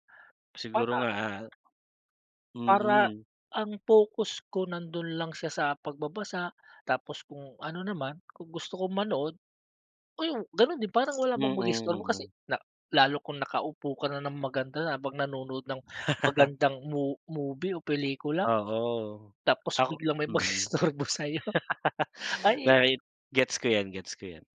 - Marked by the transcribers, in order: laugh; laugh
- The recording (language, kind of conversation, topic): Filipino, unstructured, Paano ka pumipili sa pagitan ng pagbabasa ng libro at panonood ng pelikula?